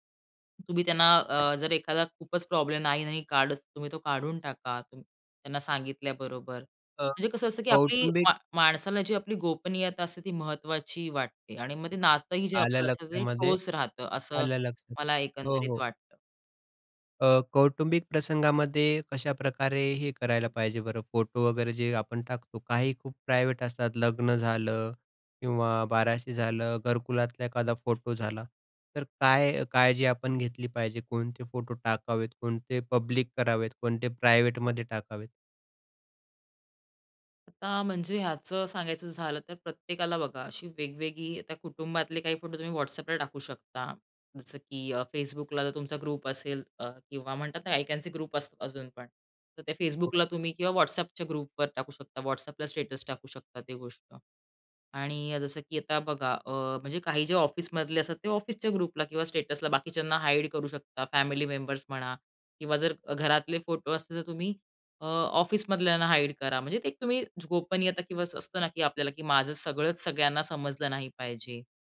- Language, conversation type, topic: Marathi, podcast, इतरांचे फोटो शेअर करण्यापूर्वी परवानगी कशी विचारता?
- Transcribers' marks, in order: other background noise; in English: "प्रायव्हेट"; in English: "पब्लिक"; in English: "प्रायवेटमध्ये"; in English: "ग्रुप"; in English: "आय कॅन सी ग्रुप"; unintelligible speech; in English: "ग्रुपला"; in English: "स्टेटसला"; in English: "हाईड"; in English: "फॅमिली मेंबर्स"; in English: "हाईड"